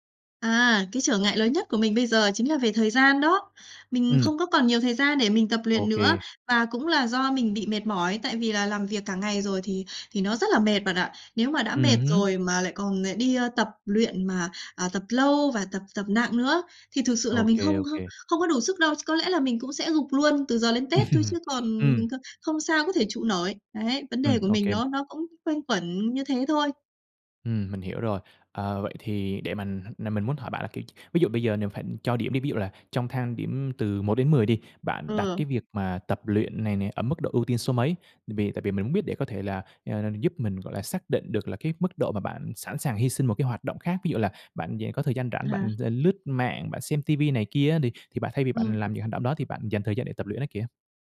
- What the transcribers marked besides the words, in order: tapping; laugh
- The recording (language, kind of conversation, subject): Vietnamese, advice, Làm sao sắp xếp thời gian để tập luyện khi tôi quá bận rộn?